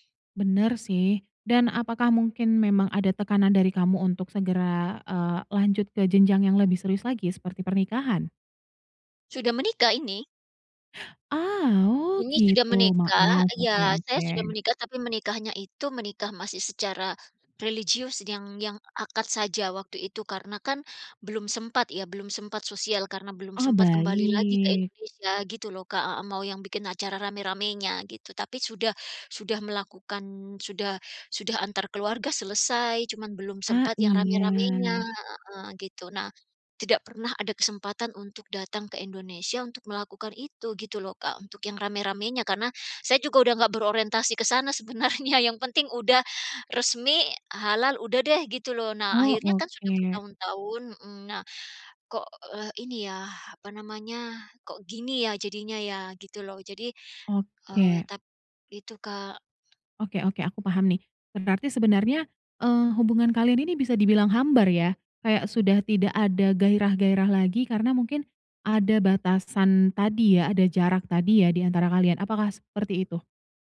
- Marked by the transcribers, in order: laughing while speaking: "sebenarnya"; tapping
- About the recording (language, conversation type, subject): Indonesian, advice, Bimbang ingin mengakhiri hubungan tapi takut menyesal